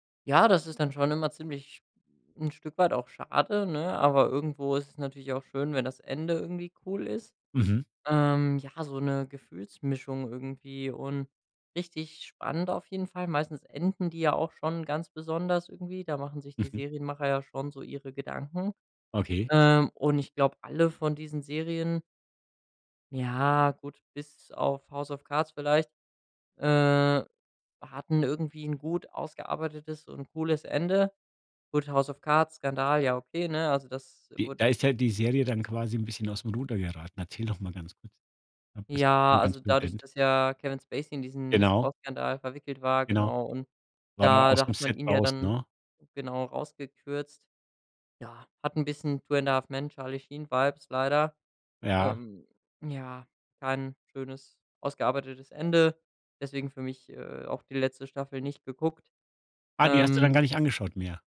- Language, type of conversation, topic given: German, podcast, Welche Serie hast du zuletzt so richtig verschlungen, und warum?
- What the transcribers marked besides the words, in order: none